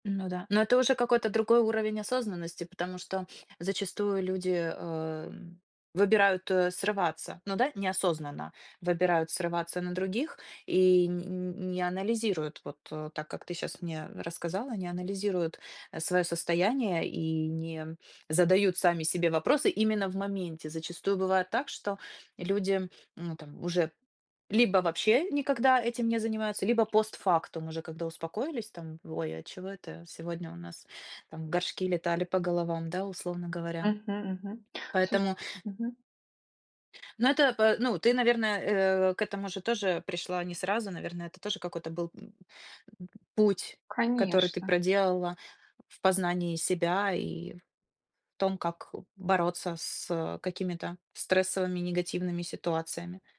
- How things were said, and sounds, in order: sniff; tapping; other background noise; grunt; other noise
- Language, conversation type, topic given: Russian, podcast, Как вы справляетесь со стрессом без лекарств?